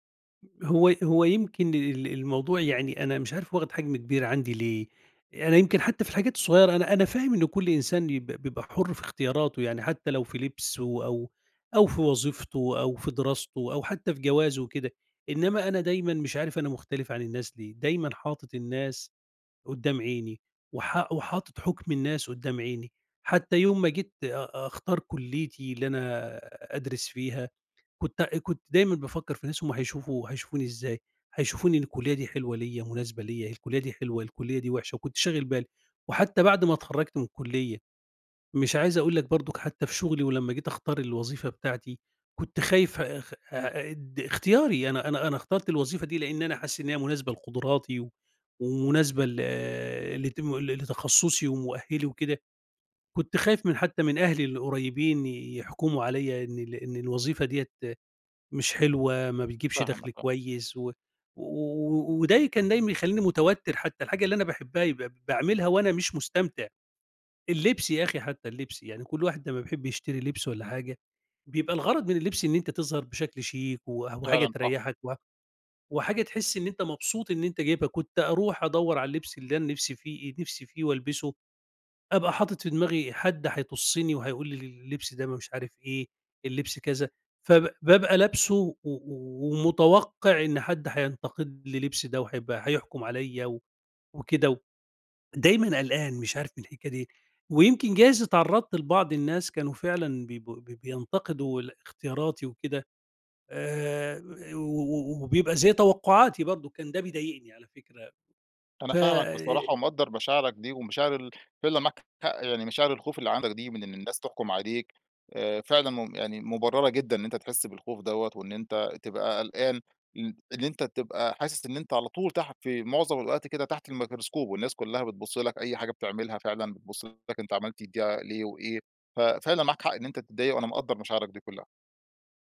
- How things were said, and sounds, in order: tapping
- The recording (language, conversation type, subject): Arabic, advice, إزاي أتعامل مع قلقي من إن الناس تحكم على اختياراتي الشخصية؟